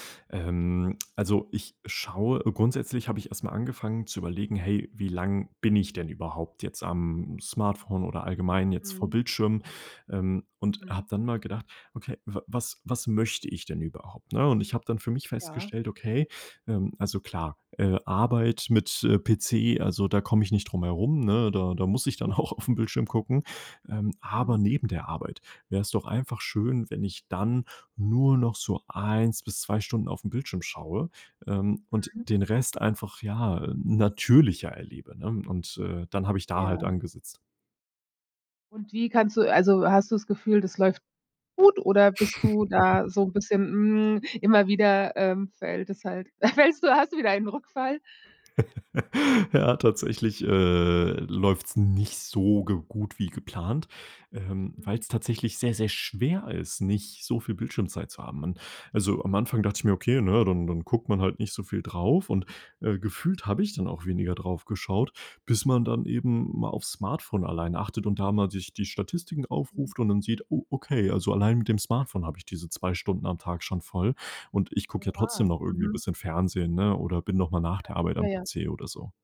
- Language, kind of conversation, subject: German, podcast, Wie gehst du mit deiner täglichen Bildschirmzeit um?
- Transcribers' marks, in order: laughing while speaking: "auch auf 'n"; other background noise; chuckle; laughing while speaking: "fällst du"; giggle